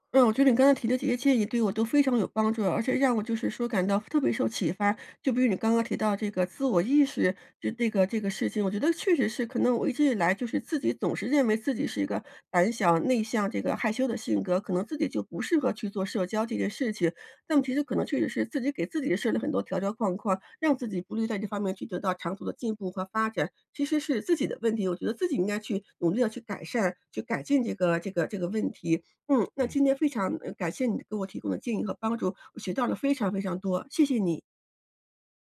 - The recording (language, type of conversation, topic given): Chinese, advice, 在聚会中感到尴尬和孤立时，我该怎么办？
- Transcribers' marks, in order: none